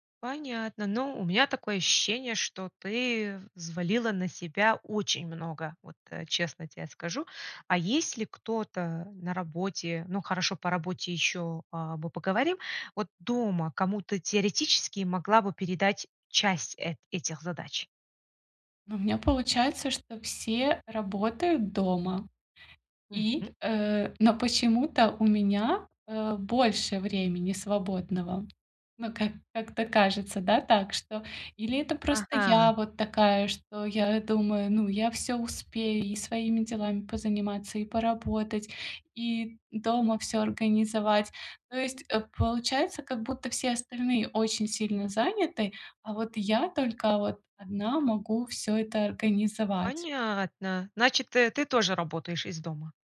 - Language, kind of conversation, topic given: Russian, advice, Как перестать тратить время на рутинные задачи и научиться их делегировать?
- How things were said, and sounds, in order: tapping